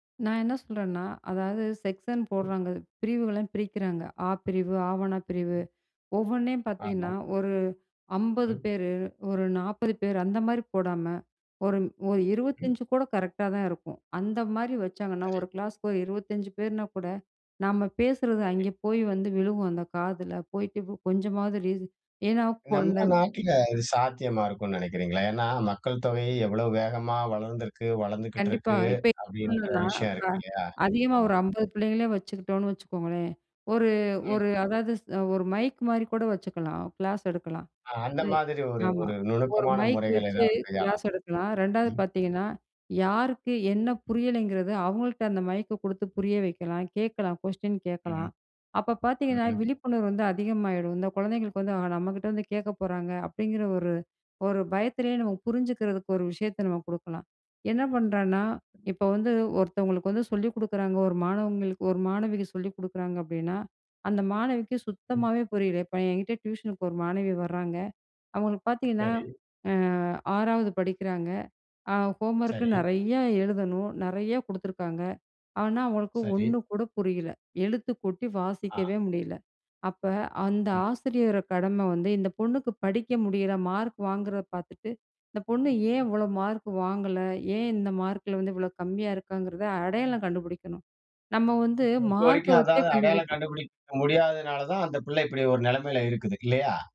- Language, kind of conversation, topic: Tamil, podcast, மாணவர்களின் மனநலத்தைப் பள்ளிகளில் எவ்வாறு கவனித்து ஆதரிக்க வேண்டும்?
- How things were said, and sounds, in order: in English: "செக்ஷன்"; other background noise; unintelligible speech; tapping